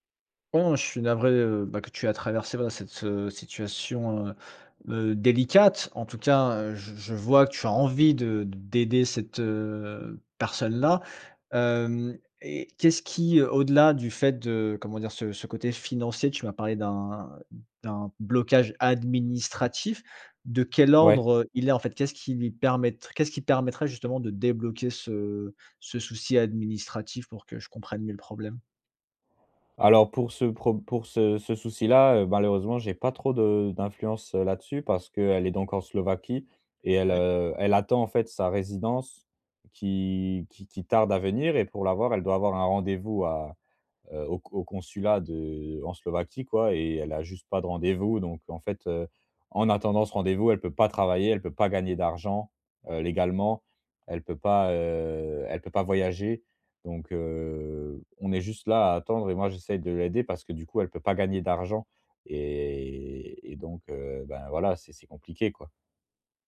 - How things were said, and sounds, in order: stressed: "administratif"; drawn out: "heu"; drawn out: "heu"
- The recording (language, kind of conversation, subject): French, advice, Comment aider quelqu’un en transition tout en respectant son autonomie ?